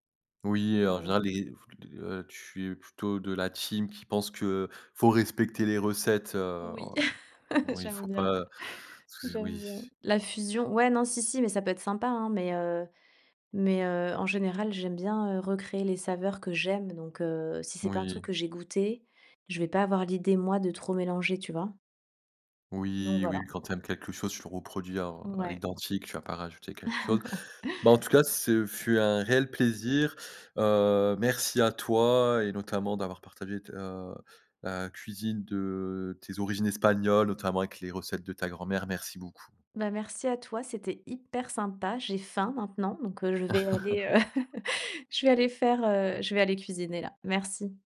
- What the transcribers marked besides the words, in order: in English: "team"; laugh; chuckle; stressed: "faim"; laugh
- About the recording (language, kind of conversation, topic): French, podcast, Qu’est-ce qui, dans ta cuisine, te ramène à tes origines ?
- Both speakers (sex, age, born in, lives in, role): female, 40-44, France, Spain, guest; male, 30-34, France, France, host